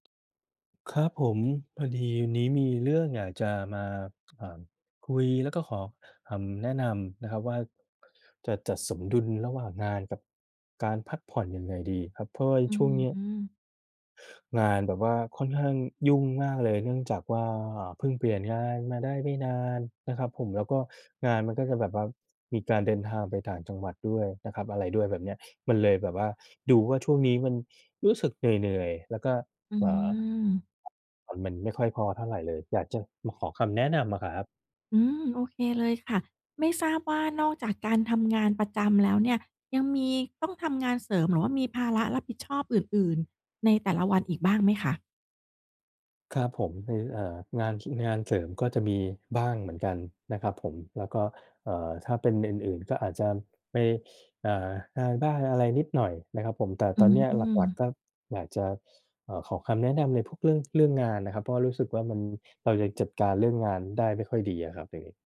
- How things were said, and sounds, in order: tapping; other background noise
- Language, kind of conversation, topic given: Thai, advice, ฉันควรจัดตารางเวลาในแต่ละวันอย่างไรให้สมดุลระหว่างงาน การพักผ่อน และชีวิตส่วนตัว?